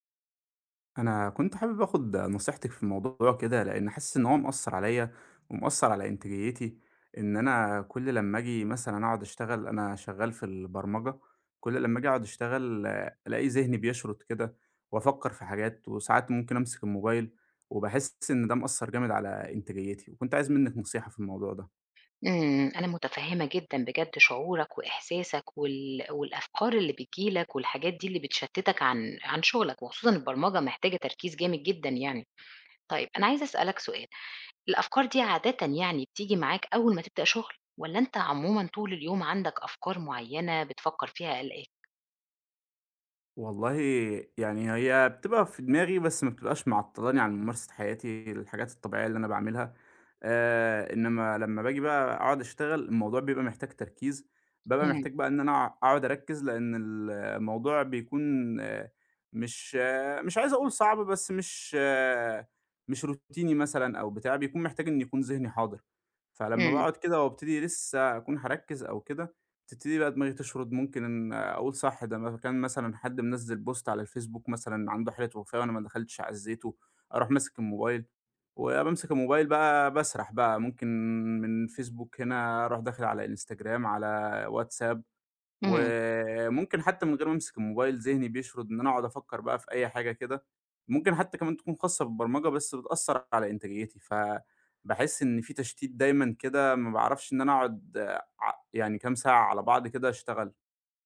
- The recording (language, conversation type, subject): Arabic, advice, إزاي أتعامل مع أفكار قلق مستمرة بتقطع تركيزي وأنا بكتب أو ببرمج؟
- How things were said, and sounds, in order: in English: "روتيني"; in English: "post"